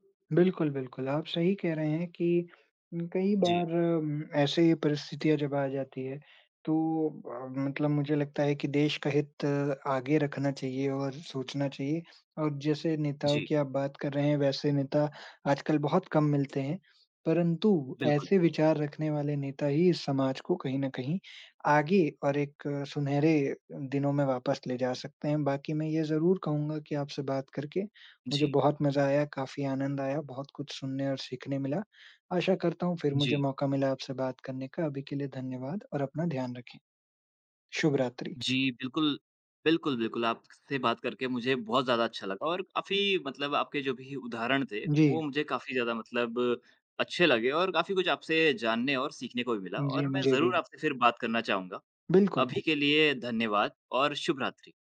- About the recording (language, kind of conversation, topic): Hindi, unstructured, क्या आपको लगता है कि राजनीतिक अस्थिरता की वजह से भविष्य अनिश्चित हो सकता है?
- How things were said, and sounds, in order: tapping; other background noise